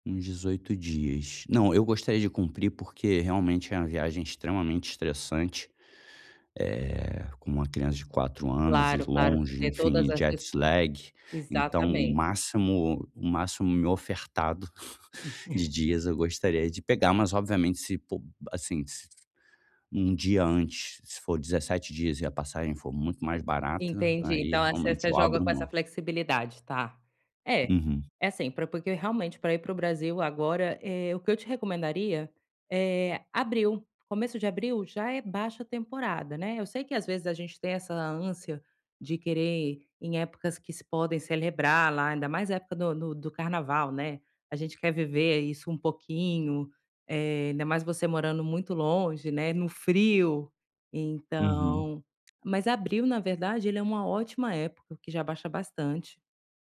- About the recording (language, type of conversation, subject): Portuguese, advice, Como planejar férias boas com pouco tempo e pouco dinheiro?
- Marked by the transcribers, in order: in English: "jet slag"; "jet lag" said as "jet slag"; chuckle; unintelligible speech